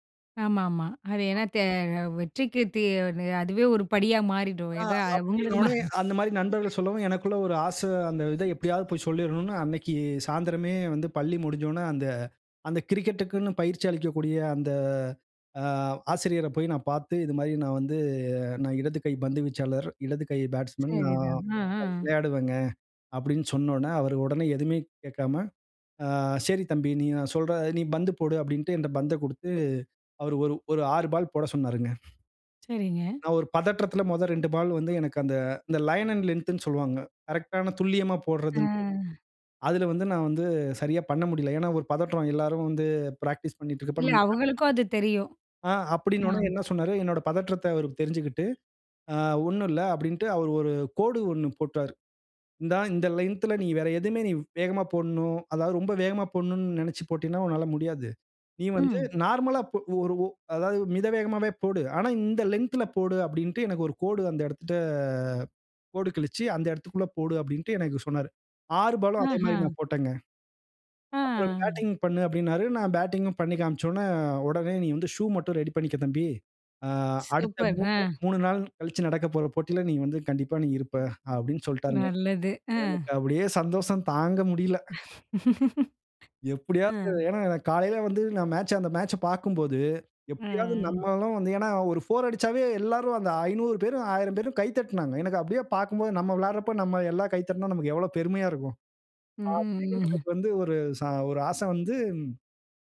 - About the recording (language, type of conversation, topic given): Tamil, podcast, பள்ளி அல்லது கல்லூரியில் உங்களுக்கு வாழ்க்கையில் திருப்புமுனையாக அமைந்த நிகழ்வு எது?
- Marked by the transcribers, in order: other noise; other background noise; in English: "பேட்ஸ்மேன்"; in English: "லைன் அன்ட் லெந்த்ன்னு"; in English: "பிராக்டிஸ்"; in English: "லென்த்து"; in English: "லென்த்து"; drawn out: "ஆ"; joyful: "எனக்கு அப்பிடியே சந்தோஷம் தாங்க முடியல"; laugh